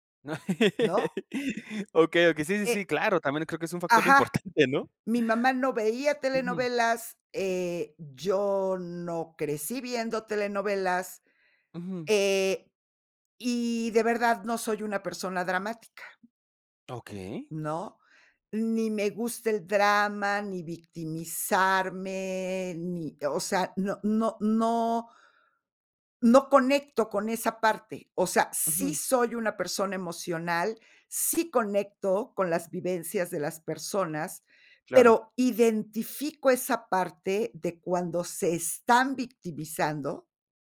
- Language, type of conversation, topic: Spanish, podcast, ¿Por qué crees que ciertas historias conectan con la gente?
- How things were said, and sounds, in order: laugh; laughing while speaking: "importante, ¿no?"